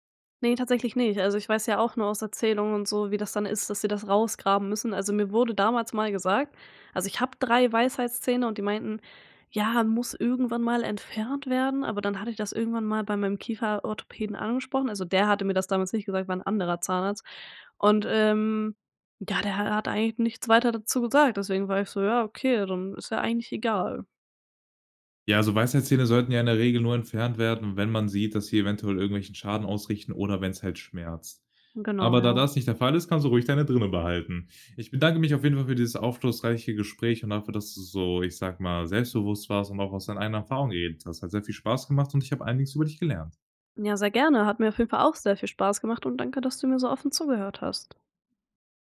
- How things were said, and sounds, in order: none
- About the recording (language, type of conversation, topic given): German, podcast, Kannst du von einer Situation erzählen, in der du etwas verlernen musstest?
- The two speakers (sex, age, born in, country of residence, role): female, 20-24, Germany, Germany, guest; male, 18-19, Germany, Germany, host